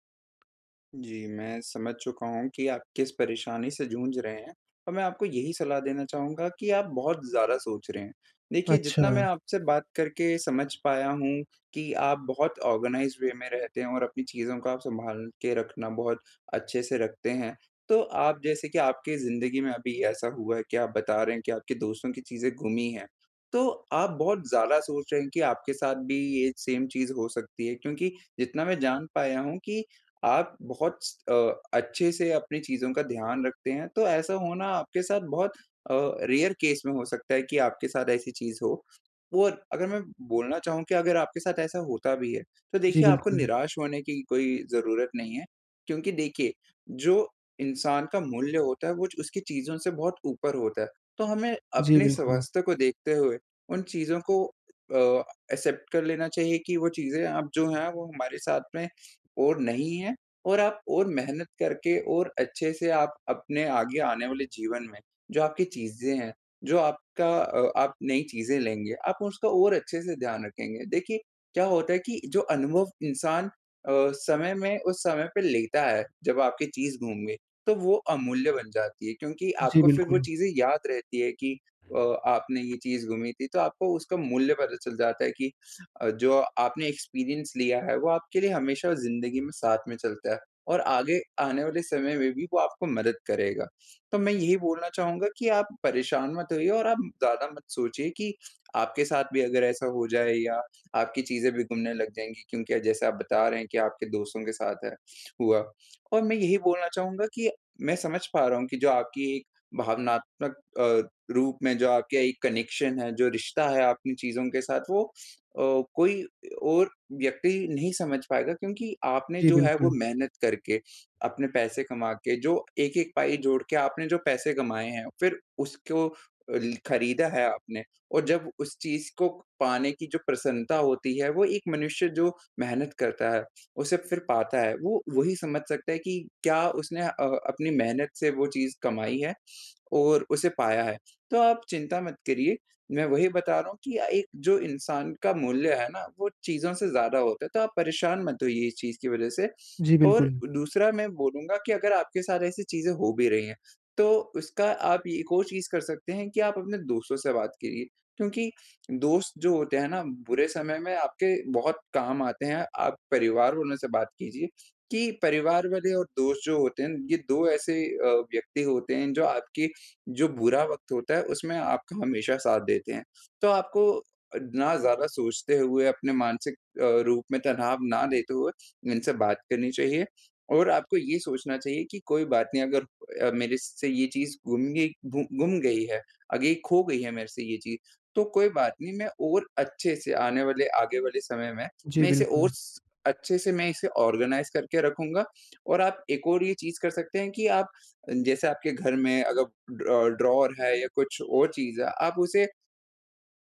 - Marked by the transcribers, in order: in English: "ऑर्गनाइज़्ड वे"; in English: "सेम"; in English: "रेयर केस"; in English: "एक्सेप्ट"; sniff; in English: "एक्सपीरियंस"; sniff; in English: "कनेक्शन"; sniff; sniff; sniff; sniff; sniff; sniff; in English: "ऑर्गेनाइज़"; in English: "ड्रॉ ड्रॉवर"
- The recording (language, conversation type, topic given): Hindi, advice, परिचित चीज़ों के खो जाने से कैसे निपटें?